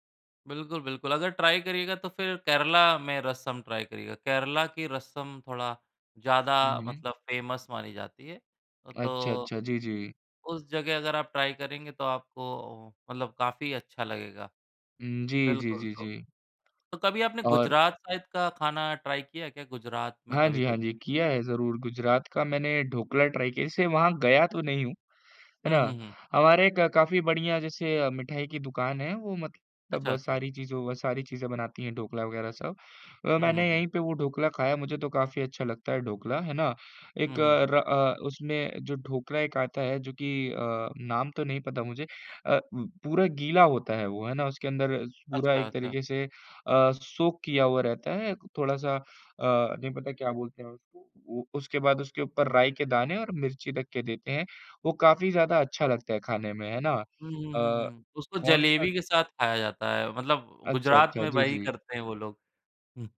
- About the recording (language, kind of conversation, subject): Hindi, unstructured, आपकी सबसे यादगार खाने की याद क्या है?
- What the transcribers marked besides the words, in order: in English: "ट्राई"; in English: "ट्राई"; in English: "फेमस"; tapping; in English: "ट्राई"; in English: "साइड"; other background noise; in English: "ट्राई"; in English: "ट्राई"; in English: "सोक"